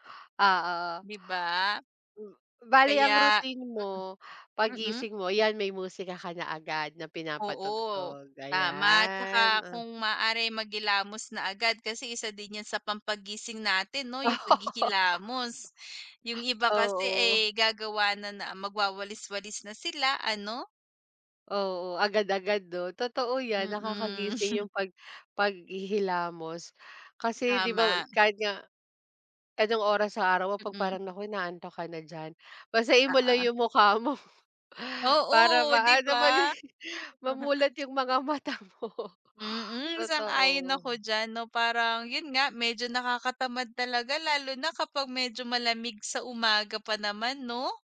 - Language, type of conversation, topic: Filipino, unstructured, Ano ang paborito mong gawin kapag may libreng oras ka?
- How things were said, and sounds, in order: laugh; chuckle; chuckle; chuckle